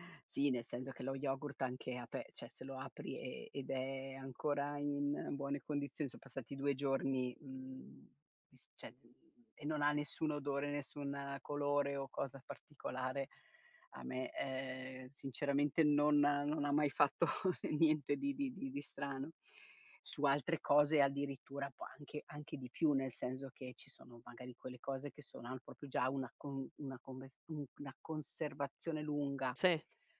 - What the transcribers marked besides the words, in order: "cioè" said as "ceh"; "cioè" said as "ceh"; chuckle; "proprio" said as "propio"
- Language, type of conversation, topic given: Italian, podcast, Hai qualche trucco per ridurre gli sprechi alimentari?